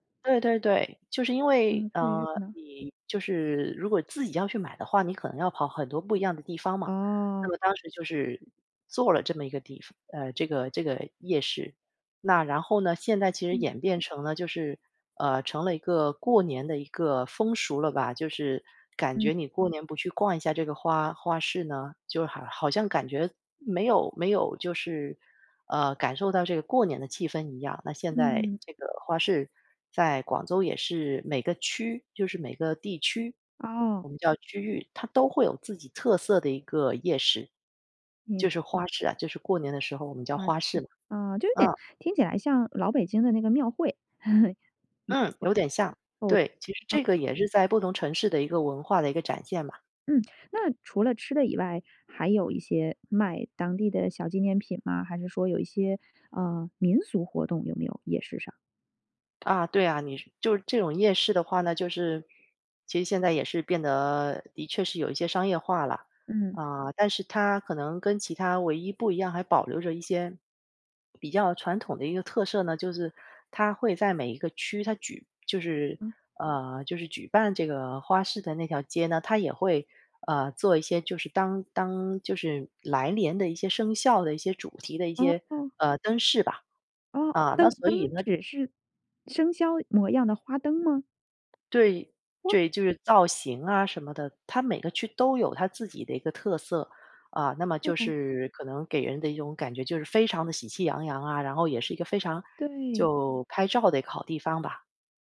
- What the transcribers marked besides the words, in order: other background noise; chuckle; other noise; "对" said as "坠"
- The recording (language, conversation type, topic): Chinese, podcast, 你会如何向别人介绍你家乡的夜市？